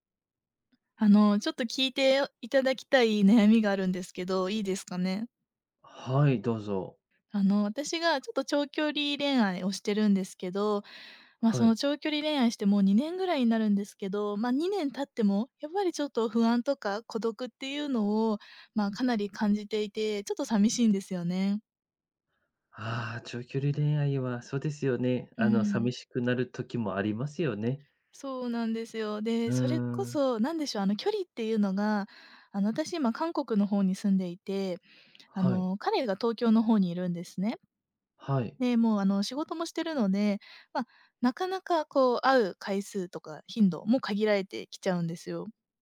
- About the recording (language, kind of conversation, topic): Japanese, advice, 長距離恋愛で不安や孤独を感じるとき、どうすれば気持ちが楽になりますか？
- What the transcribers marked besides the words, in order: tapping